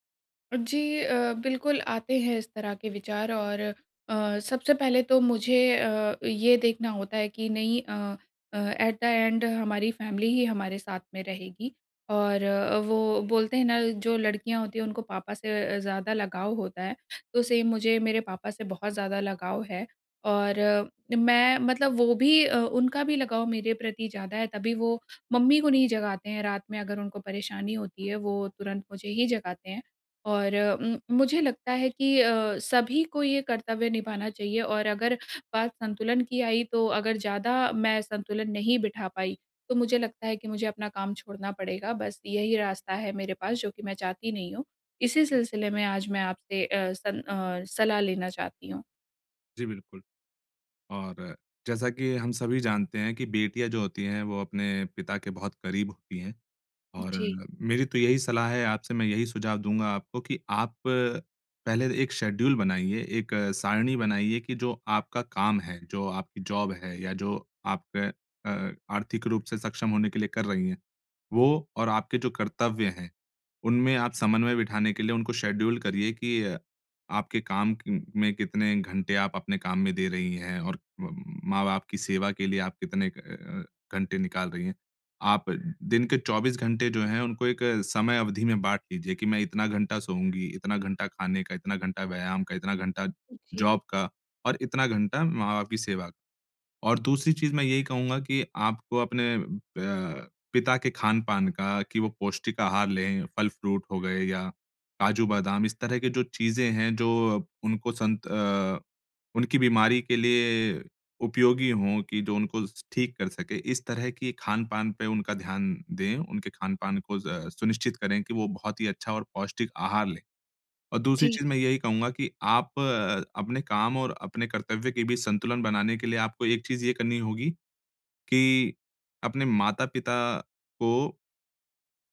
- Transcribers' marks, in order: in English: "एट द एंड"; in English: "फैमिली"; in English: "सेम"; other background noise; in English: "शेड्यूल"; in English: "जॉब"; in English: "शेड्यूल"; in English: "जॉब"; in English: "फ्रूट"
- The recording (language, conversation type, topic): Hindi, advice, मैं काम और बुज़ुर्ग माता-पिता की देखभाल के बीच संतुलन कैसे बनाए रखूँ?